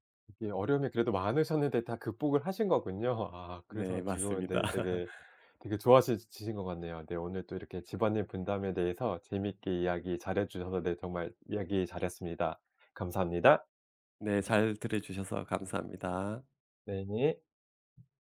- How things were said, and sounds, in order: other background noise; laughing while speaking: "네. 맞습니다"; laugh; tapping
- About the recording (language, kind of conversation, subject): Korean, podcast, 집안일 분담은 보통 어떻게 정하시나요?